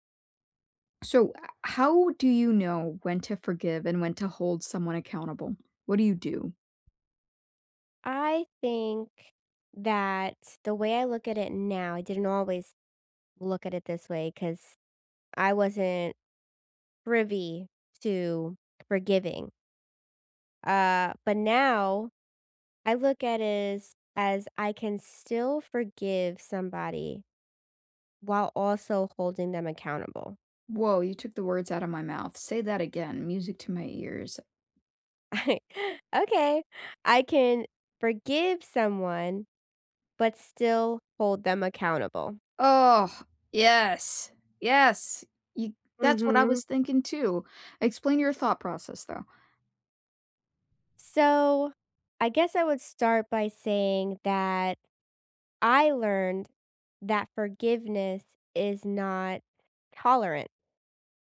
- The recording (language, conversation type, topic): English, unstructured, How do you know when to forgive and when to hold someone accountable?
- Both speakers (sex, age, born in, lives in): female, 30-34, United States, United States; female, 35-39, United States, United States
- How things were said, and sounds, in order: tapping; other background noise; chuckle